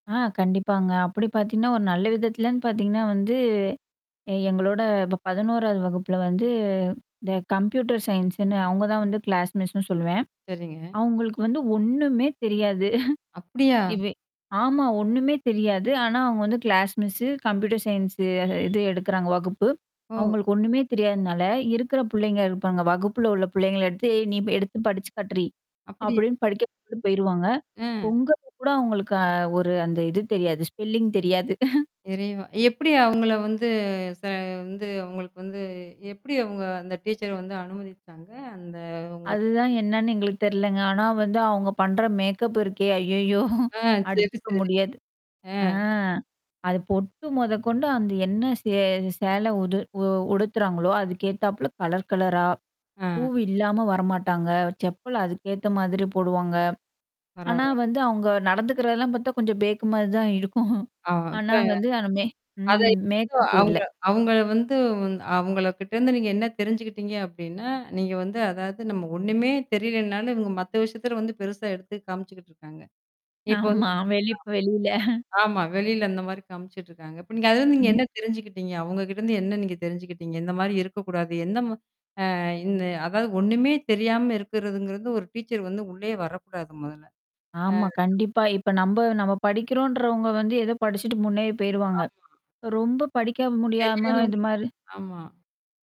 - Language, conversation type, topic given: Tamil, podcast, பள்ளிக்கால அனுபவங்கள் உங்களுக்கு என்ன கற்றுத்தந்தன?
- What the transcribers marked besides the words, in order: static; in English: "கம்ப்யூட்டர் சயின்ஸ்ன்னு"; in English: "கிளாஸ் மிஸ்னு"; laughing while speaking: "ஒன்னுமே தெரியாது"; chuckle; unintelligible speech; in English: "கிளாஸ் மிஸ்ஸு, கம்ப்யூட்டர் சயின்ஸ்ஸு"; horn; "காட்டுடி" said as "காட்றி"; distorted speech; in English: "ஸ்பெல்லிங்"; laughing while speaking: "தெரியாது"; tapping; in English: "டீச்சர"; unintelligible speech; in English: "மேக்கப்"; laughing while speaking: "ஐய்யய்யோ!"; in English: "கலர் கலரா"; in English: "செப்பல்"; laughing while speaking: "கொஞ்சம் பேக்குமாரி தான் இருக்கும்"; unintelligible speech; in English: "மேக்கப்"; unintelligible speech; laughing while speaking: "ஆமா"; in English: "டீச்சர்"; unintelligible speech